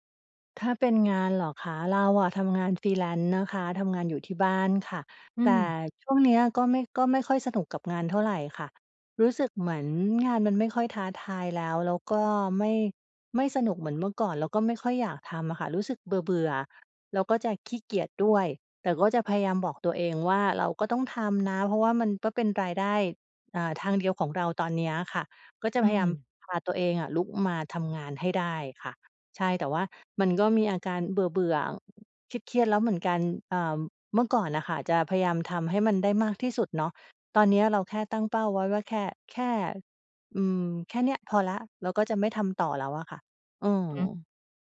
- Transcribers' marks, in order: in English: "Freelance"
- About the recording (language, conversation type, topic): Thai, advice, ฉันจะใช้การหายใจเพื่อลดความตึงเครียดได้อย่างไร?